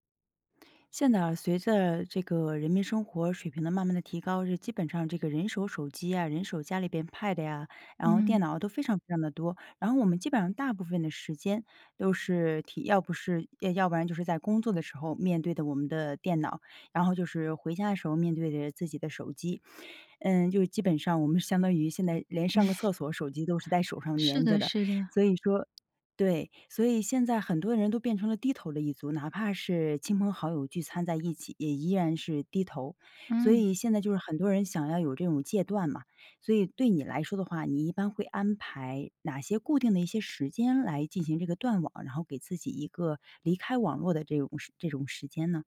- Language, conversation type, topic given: Chinese, podcast, 你会安排固定的断网时间吗？
- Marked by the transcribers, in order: chuckle; tapping